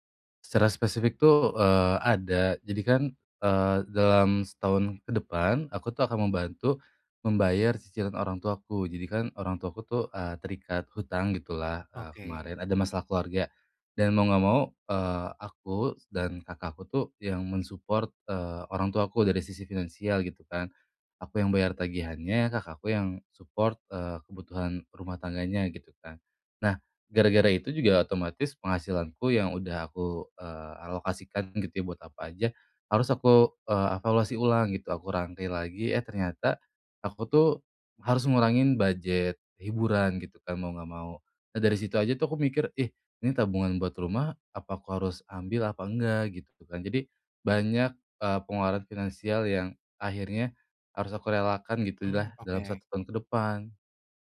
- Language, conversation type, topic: Indonesian, advice, Bagaimana cara menyeimbangkan optimisme dan realisme tanpa mengabaikan kenyataan?
- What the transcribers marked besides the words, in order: in English: "men-support"; in English: "support"; in English: "budget"